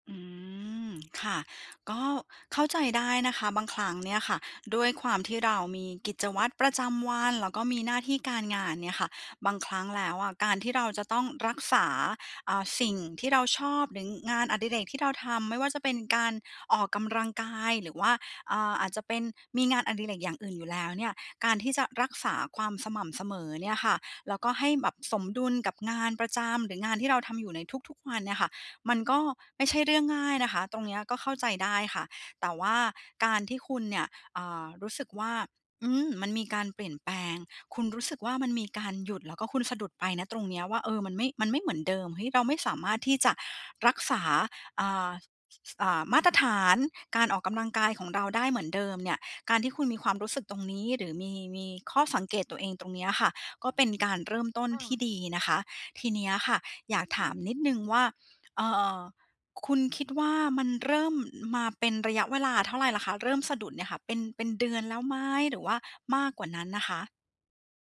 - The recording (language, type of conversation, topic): Thai, advice, จะเริ่มฟื้นฟูนิสัยเดิมหลังสะดุดอย่างไรให้กลับมาสม่ำเสมอ?
- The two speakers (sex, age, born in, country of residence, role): female, 20-24, Thailand, Thailand, user; female, 40-44, Thailand, Greece, advisor
- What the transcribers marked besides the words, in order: other background noise